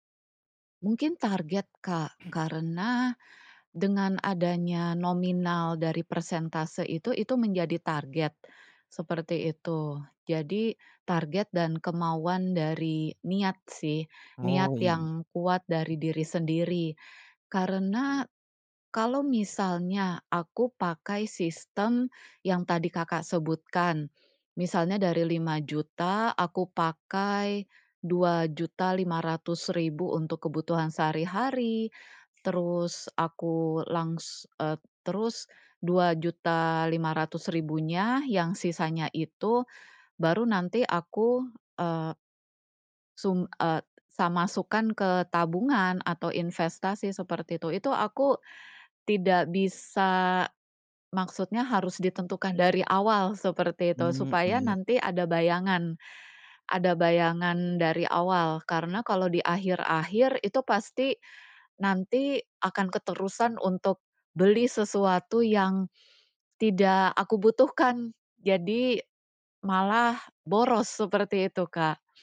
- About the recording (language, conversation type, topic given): Indonesian, podcast, Gimana caramu mengatur keuangan untuk tujuan jangka panjang?
- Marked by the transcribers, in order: throat clearing; tapping